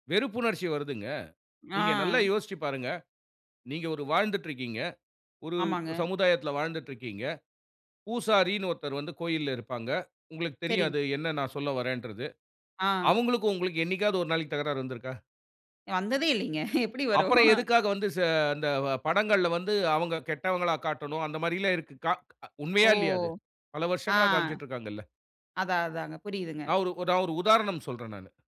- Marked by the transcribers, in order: disgusted: "வெறுப்புணர்ச்சி வருதுங்க. நீங்க நல்லா யோசிச்சு … நாளைக்கு தகராறு வந்துருக்கா?"; laughing while speaking: "எப்டி வருவோம்?"
- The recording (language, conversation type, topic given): Tamil, podcast, சினிமா நம்ம சமூகத்தை எப்படி பிரதிபலிக்கிறது?